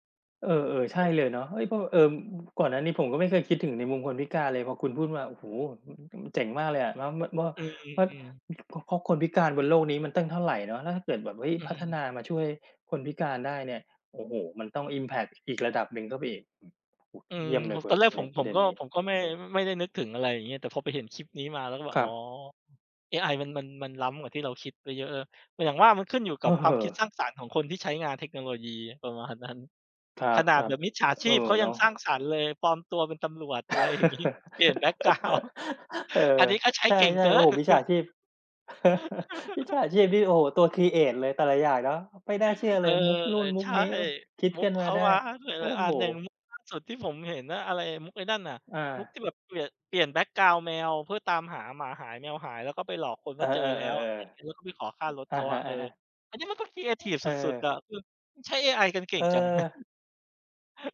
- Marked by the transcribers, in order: in English: "อิมแพกต์"; other background noise; laugh; laughing while speaking: "เปลี่ยนแบ็กกราวนด์"; in English: "ครีเอต"; giggle; tapping; chuckle
- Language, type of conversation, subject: Thai, unstructured, เทคโนโลยีช่วยให้การทำงานมีประสิทธิภาพมากขึ้นได้อย่างไร?